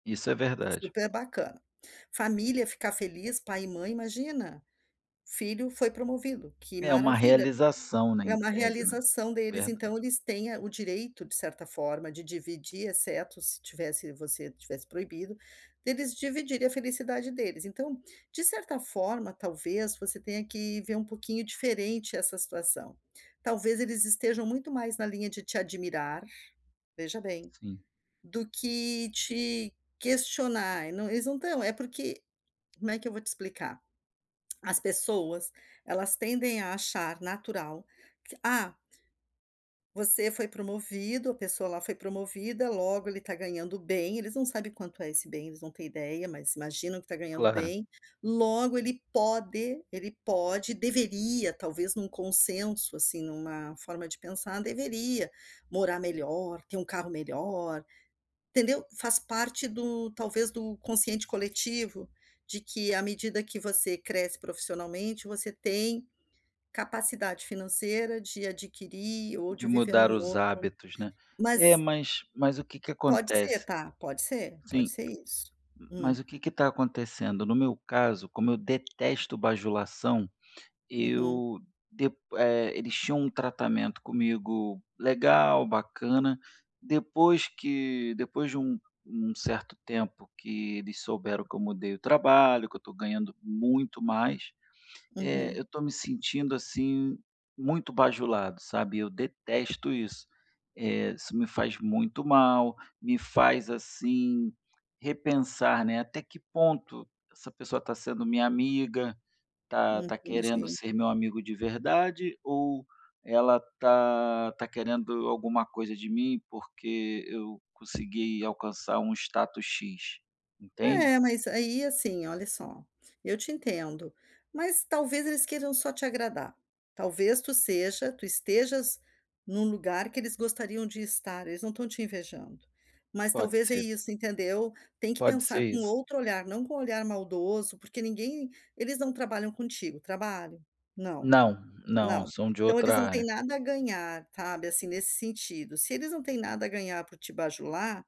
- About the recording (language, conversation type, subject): Portuguese, advice, Como lidar com a pressão social e as expectativas externas quando uma nova posição muda a forma como os outros me tratam?
- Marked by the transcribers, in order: tapping; tongue click